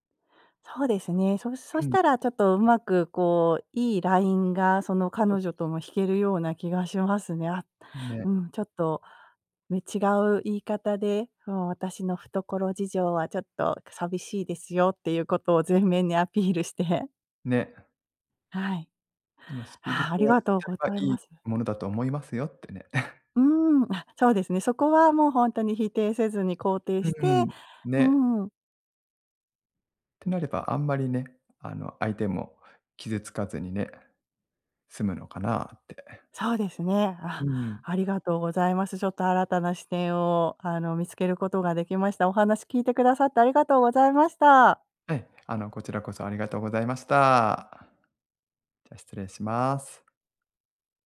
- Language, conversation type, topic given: Japanese, advice, 友人の行動が個人的な境界を越えていると感じたとき、どうすればよいですか？
- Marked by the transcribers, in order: laugh; other noise